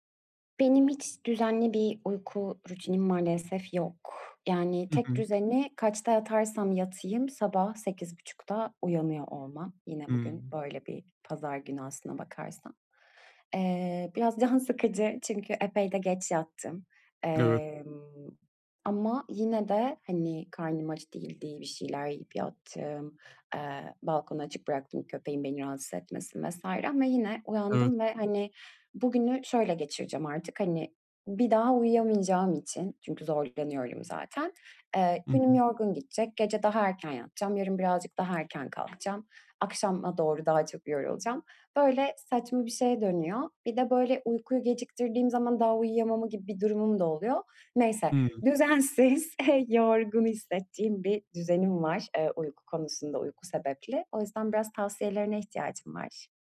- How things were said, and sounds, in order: tapping; other background noise; chuckle
- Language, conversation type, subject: Turkish, advice, Düzenli bir uyku rutini nasıl oluşturup sabahları daha enerjik uyanabilirim?